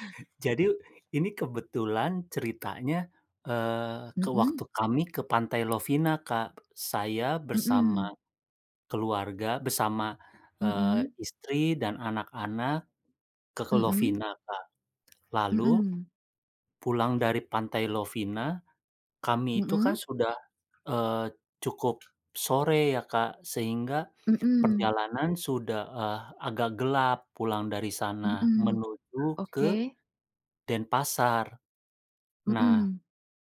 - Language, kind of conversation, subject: Indonesian, unstructured, Apa destinasi liburan favoritmu, dan mengapa kamu menyukainya?
- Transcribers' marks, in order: tapping; other background noise